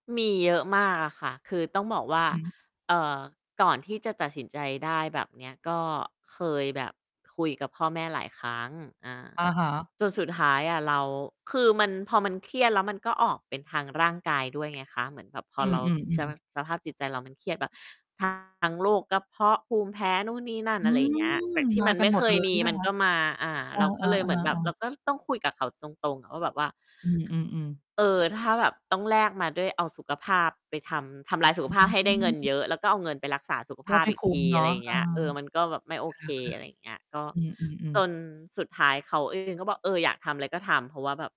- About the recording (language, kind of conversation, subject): Thai, podcast, เลือกทางเดินชีวิต คุณฟังคนอื่นหรือฟังตัวเองมากกว่ากัน?
- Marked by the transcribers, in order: distorted speech; other background noise; mechanical hum; tapping; static